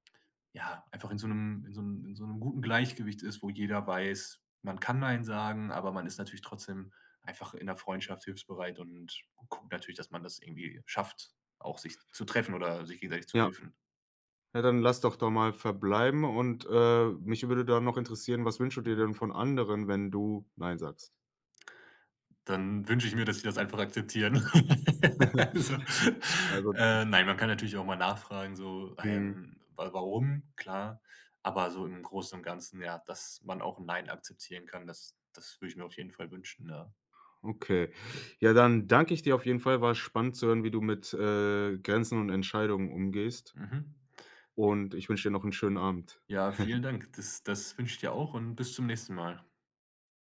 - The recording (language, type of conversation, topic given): German, podcast, Wann sagst du bewusst nein, und warum?
- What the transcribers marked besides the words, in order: laugh; laughing while speaking: "Also"; snort; chuckle